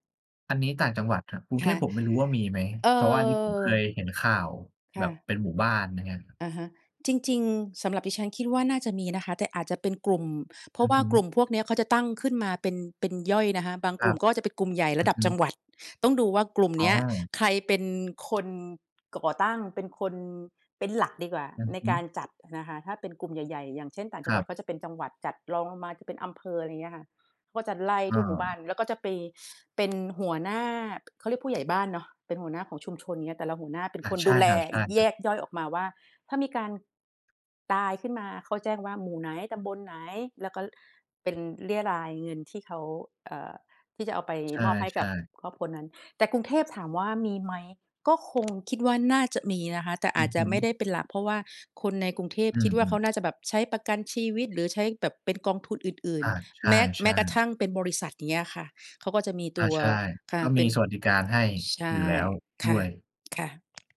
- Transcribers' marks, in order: tapping; sniff; other background noise; sniff
- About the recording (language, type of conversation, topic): Thai, unstructured, เราควรเตรียมตัวอย่างไรเมื่อคนที่เรารักจากไป?